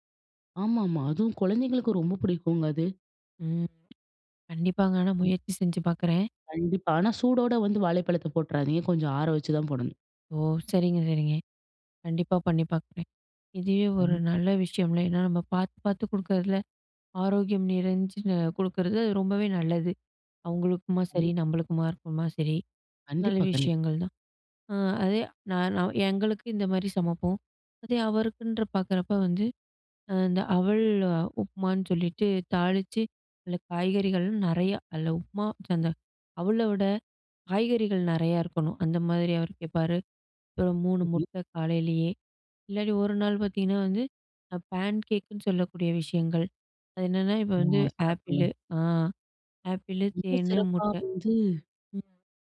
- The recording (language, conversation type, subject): Tamil, podcast, காலையில் எழுந்ததும் நீங்கள் முதலில் என்ன செய்வீர்கள்?
- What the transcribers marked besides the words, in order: other noise; unintelligible speech; in English: "பேன்கேக்னு"; other background noise